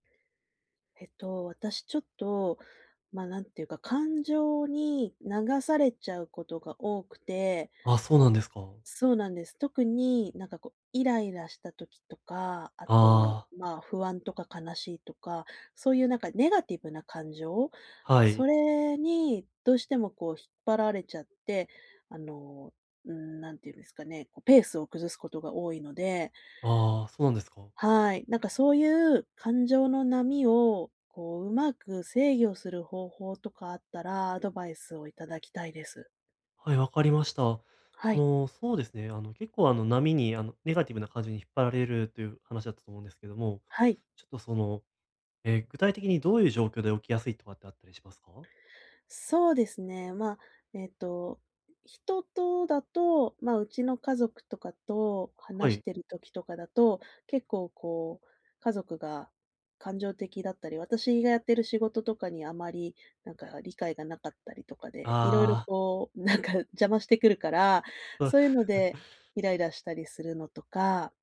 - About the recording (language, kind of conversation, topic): Japanese, advice, 感情が激しく揺れるとき、どうすれば受け入れて落ち着き、うまくコントロールできますか？
- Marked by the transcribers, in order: laughing while speaking: "なんか"; unintelligible speech